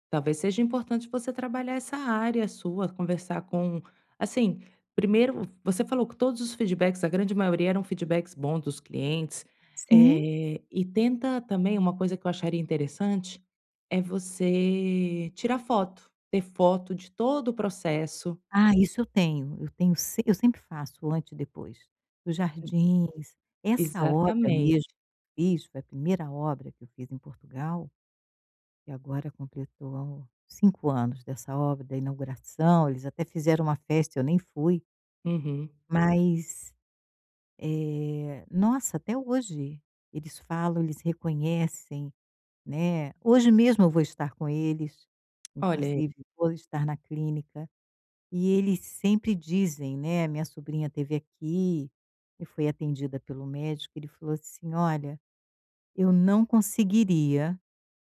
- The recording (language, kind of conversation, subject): Portuguese, advice, Como posso reconhecer e valorizar melhor meus pontos fortes?
- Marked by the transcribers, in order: tapping